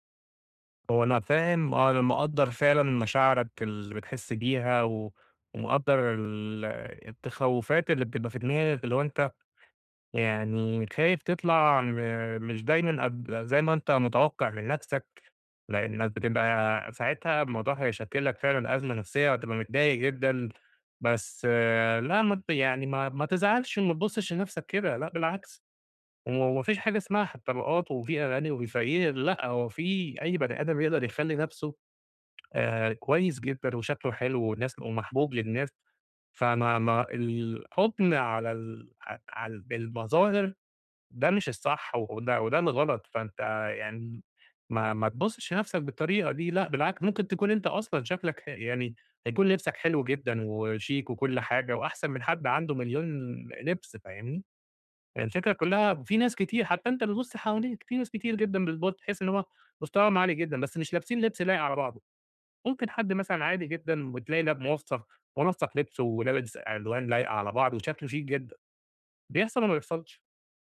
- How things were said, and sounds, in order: unintelligible speech
- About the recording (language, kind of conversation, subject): Arabic, advice, ليه بلاقي نفسي دايمًا بقارن نفسي بالناس وبحس إن ثقتي في نفسي ناقصة؟